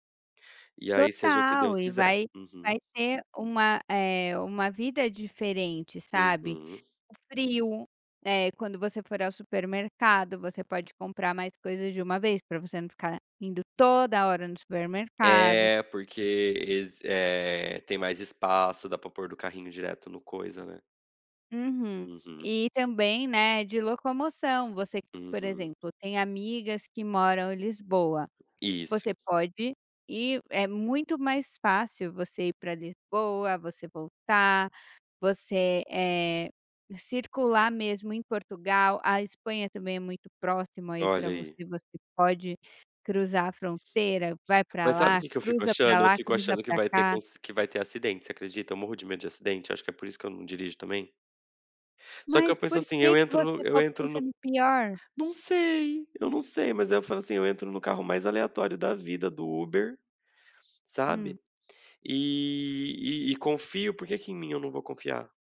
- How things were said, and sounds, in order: tapping
- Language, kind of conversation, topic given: Portuguese, advice, Como posso lidar com o medo de fracassar que está bloqueando meu progresso nas minhas metas?